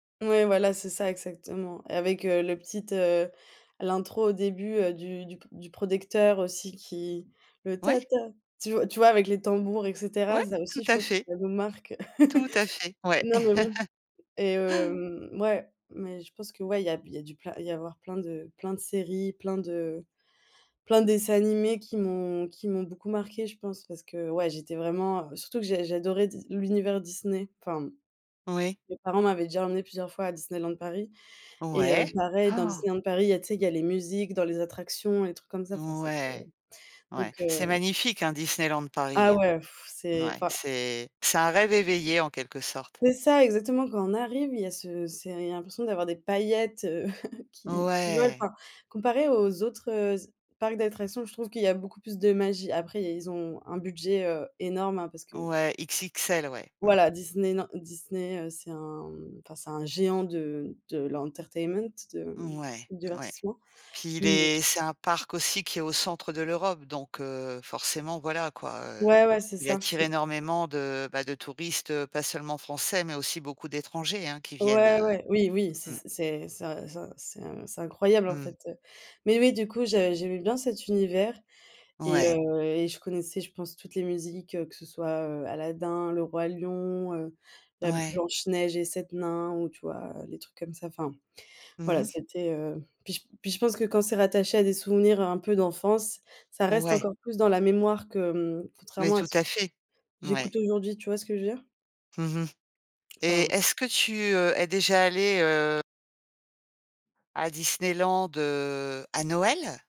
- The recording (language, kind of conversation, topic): French, podcast, De quel générique télé te souviens-tu encore, au point qu’il te reste en tête ?
- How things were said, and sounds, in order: "producteur" said as "prodecteur"; other background noise; chuckle; tapping; chuckle; gasp; blowing; chuckle; put-on voice: "l'entertainment"